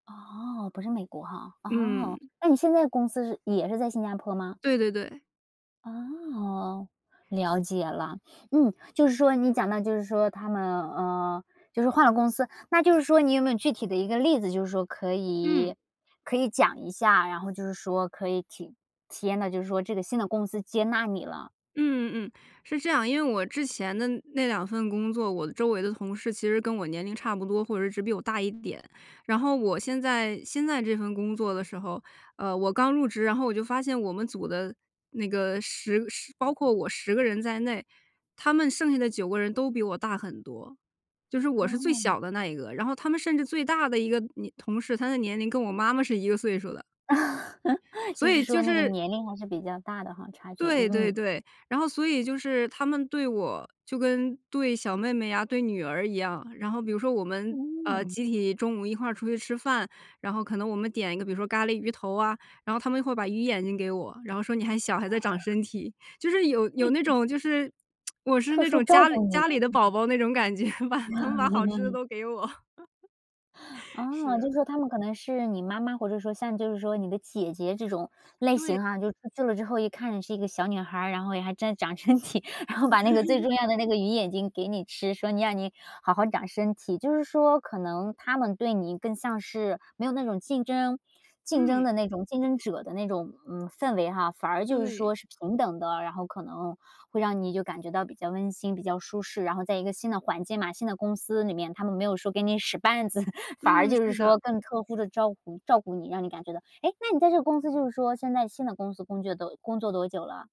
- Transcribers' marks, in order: drawn out: "哦"; other background noise; laugh; other noise; chuckle; lip smack; laugh; laughing while speaking: "感觉吧，他们把好吃的都给我"; chuckle; laughing while speaking: "长身体"; chuckle; "让你" said as "样你"; laughing while speaking: "使绊子"; chuckle
- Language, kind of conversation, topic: Chinese, podcast, 能说说一次让你感觉被接纳的经历吗？